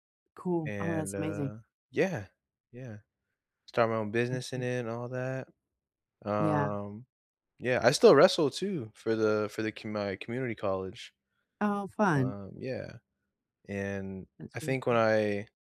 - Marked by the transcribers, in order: none
- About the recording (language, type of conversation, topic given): English, unstructured, What stops people from chasing their dreams?
- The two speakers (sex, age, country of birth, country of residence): female, 45-49, United States, United States; male, 20-24, United States, United States